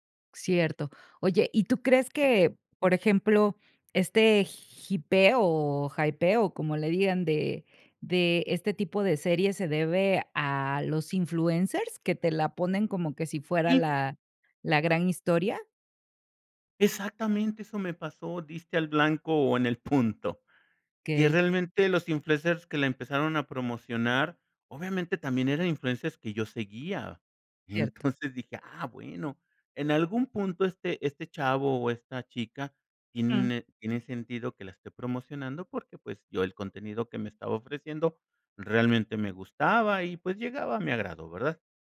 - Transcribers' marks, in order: other noise; "hypeo" said as "jipeo"
- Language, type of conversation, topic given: Spanish, podcast, ¿Cómo influyen las redes sociales en la popularidad de una serie?